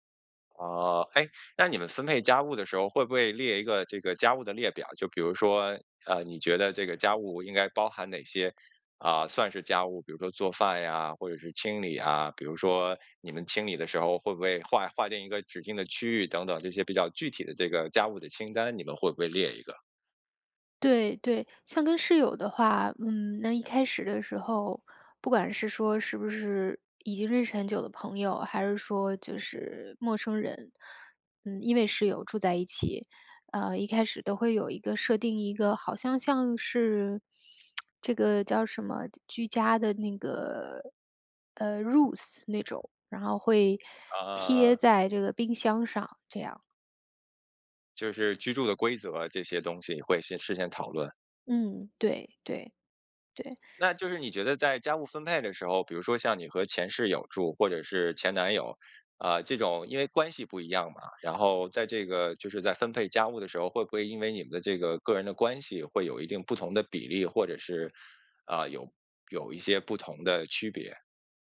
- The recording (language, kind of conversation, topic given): Chinese, podcast, 在家里应该怎样更公平地分配家务？
- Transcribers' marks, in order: tapping; lip smack; in English: "rules"; other background noise